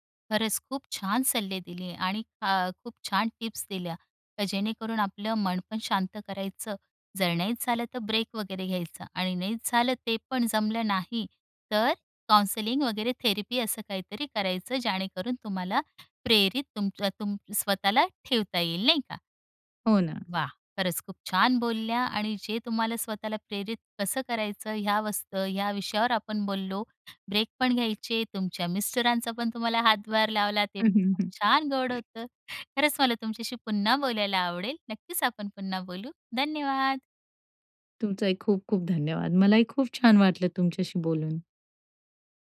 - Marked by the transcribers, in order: in English: "काउंसलिंग"; in English: "थेरपी"; tapping; chuckle; other background noise; joyful: "धन्यवाद"
- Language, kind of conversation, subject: Marathi, podcast, तुम्हाला सगळं जड वाटत असताना तुम्ही स्वतःला प्रेरित कसं ठेवता?